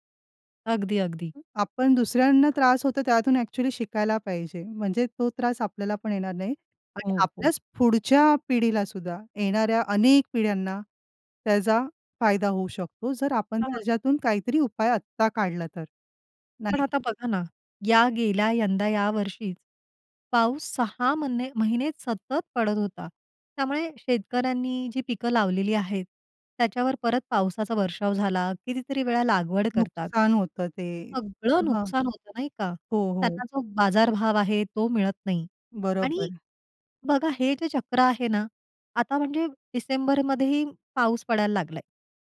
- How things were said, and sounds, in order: tapping; other noise
- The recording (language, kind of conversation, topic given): Marathi, podcast, पाण्याचे चक्र सोप्या शब्दांत कसे समजावून सांगाल?